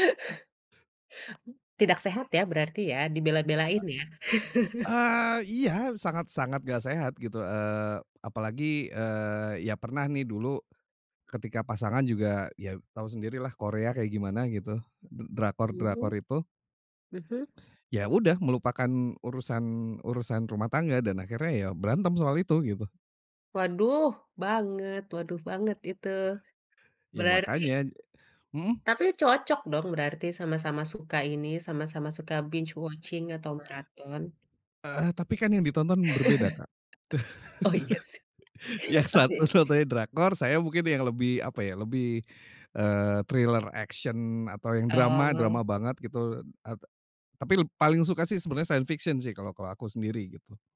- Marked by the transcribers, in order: other background noise; chuckle; tapping; in English: "binge watching"; laugh; laughing while speaking: "Oh, iya sih. Oke sih"; laugh; laughing while speaking: "Yang satu nontonnya drakor"; in English: "thriller action"; in English: "science fiction"
- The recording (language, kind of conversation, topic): Indonesian, podcast, Bagaimana layanan streaming mengubah cara kita menonton televisi?